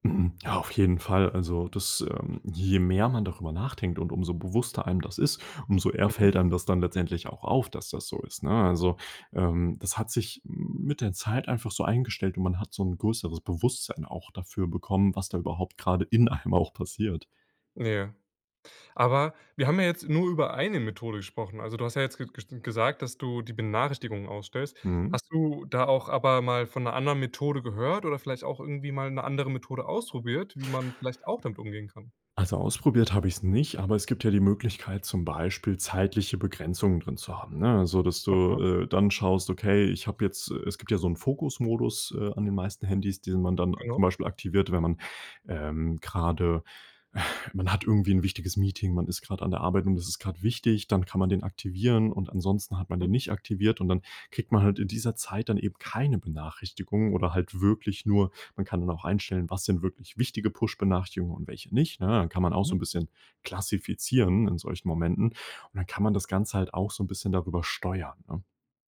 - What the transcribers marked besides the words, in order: other noise
- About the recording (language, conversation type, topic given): German, podcast, Wie gehst du mit ständigen Benachrichtigungen um?